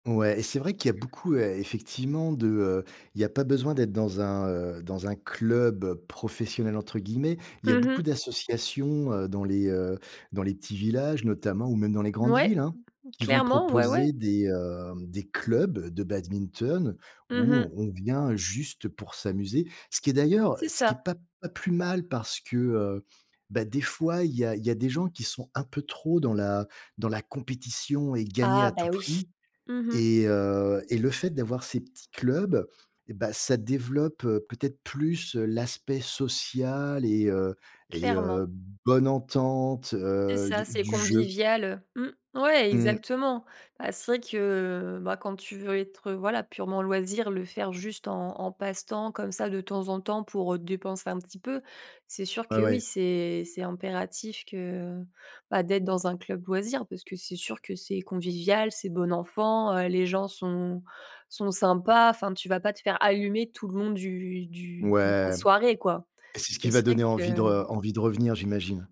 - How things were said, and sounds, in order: stressed: "gagner"; drawn out: "que"; other background noise
- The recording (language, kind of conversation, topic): French, podcast, Peux-tu me parler d’un loisir qui te passionne et m’expliquer comment tu as commencé ?